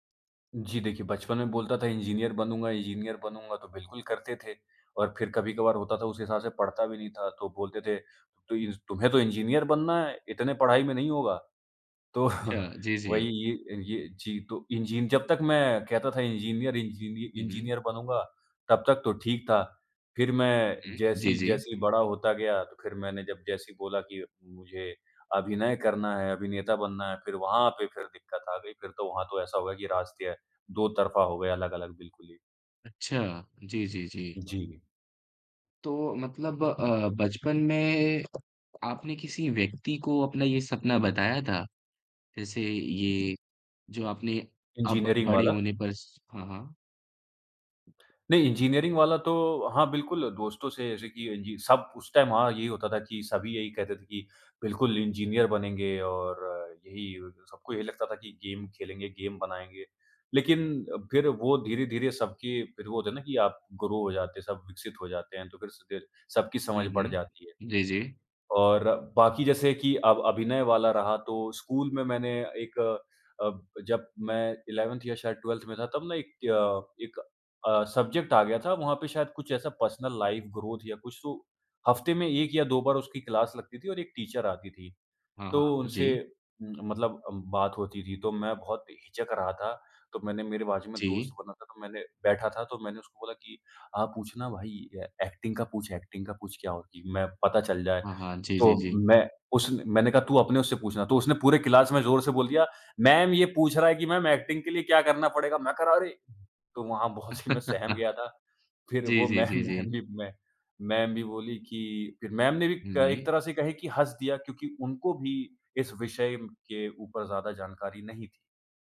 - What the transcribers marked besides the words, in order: chuckle; other background noise; tapping; in English: "टाइम"; in English: "गेम"; in English: "गेम"; in English: "ग्रो"; in English: "इलेवन्थ"; in English: "ट्वेल्थ"; in English: "सब्जेक्ट"; in English: "पर्सनल लाइफ़ ग्रोथ"; in English: "क्लास"; in English: "टीचर"; in English: "ऐ ऐक्टिंग"; in English: "ऐक्टिंग"; in English: "क्लास"; in English: "ऐक्टिंग"; laugh; laughing while speaking: "से"; laughing while speaking: "मैम"
- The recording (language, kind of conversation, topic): Hindi, podcast, बचपन में आप क्या बनना चाहते थे और क्यों?